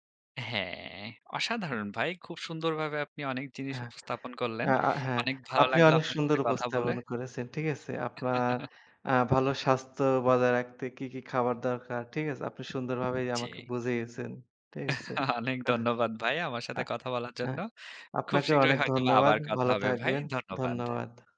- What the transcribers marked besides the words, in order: chuckle; chuckle
- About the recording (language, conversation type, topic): Bengali, unstructured, তোমার মতে ভালো স্বাস্থ্য বজায় রাখতে কোন ধরনের খাবার সবচেয়ে ভালো?